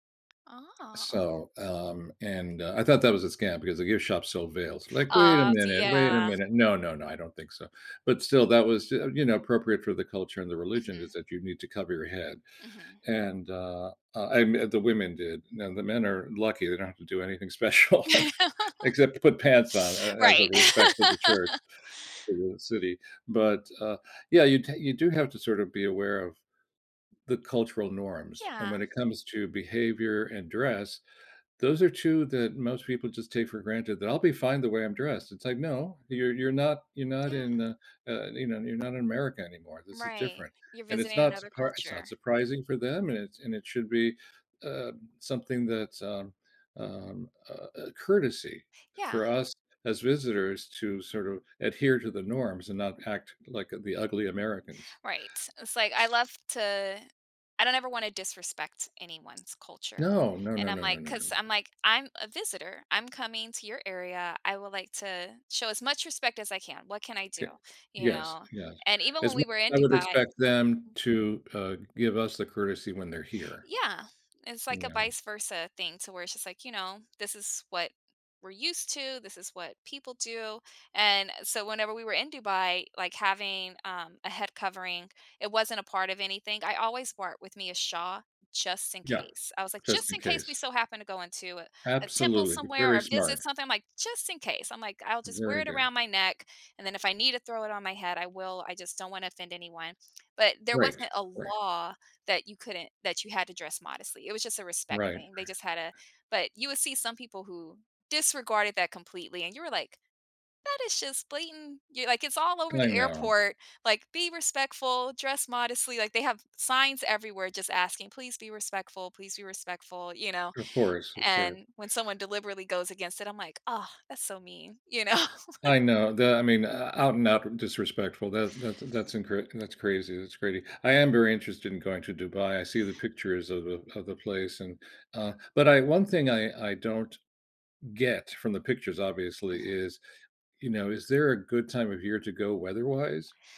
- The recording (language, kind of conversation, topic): English, unstructured, What is the most surprising place you have ever visited?
- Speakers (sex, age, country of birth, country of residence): female, 40-44, United States, United States; male, 70-74, Venezuela, United States
- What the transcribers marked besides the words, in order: tapping; laugh; laughing while speaking: "special"; laugh; other background noise; laughing while speaking: "know?"